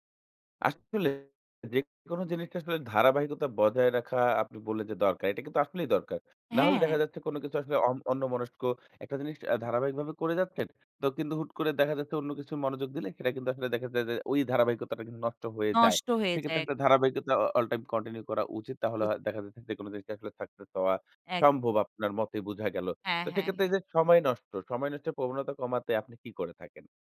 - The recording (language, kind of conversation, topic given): Bengali, podcast, প্রতিদিন সামান্য করে উন্নতি করার জন্য আপনার কৌশল কী?
- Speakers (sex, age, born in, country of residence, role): female, 25-29, Bangladesh, Bangladesh, guest; male, 25-29, Bangladesh, Bangladesh, host
- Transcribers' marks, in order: none